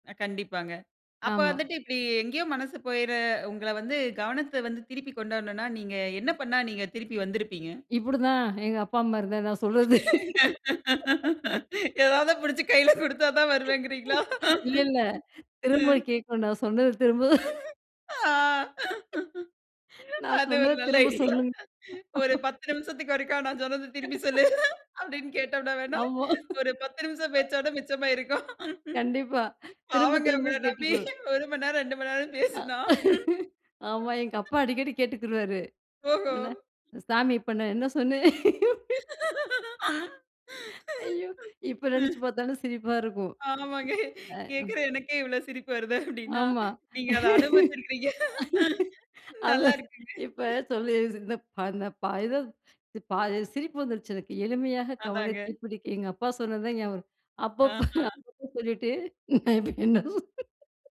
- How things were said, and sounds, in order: laugh; laughing while speaking: "எதாவது பிடிச்சு கையில குடுத்தா தான் வருவேங்கிறீங்களா?"; laugh; laugh; laughing while speaking: "நான் சொன்னது திரும்ப"; laugh; laughing while speaking: "அது ஒரு நல்ல ஐடியா ஒரு … மணி நேரம் பேசுனா"; laugh; laugh; unintelligible speech; laugh; laugh; laugh; laughing while speaking: "ஆமாங்க கேட்குற எனக்கே இவ்ள சிரிப்பு வருது அப்பிடின்னா, நீங்க அத அனுபவச்சுருக்கீங்க நல்லா இருக்குங்க"; other noise; laugh; laughing while speaking: "அதான் இப்ப சொல்லி"; unintelligible speech; unintelligible speech; laugh; laughing while speaking: "அப்பப்ப"; unintelligible speech; laughing while speaking: "நான் இப்ப என்ன"; laugh; unintelligible speech
- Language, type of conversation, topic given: Tamil, podcast, எளிதாக மற்றவர்களின் கவனத்தை ஈர்க்க நீங்கள் என்ன செய்வீர்கள்?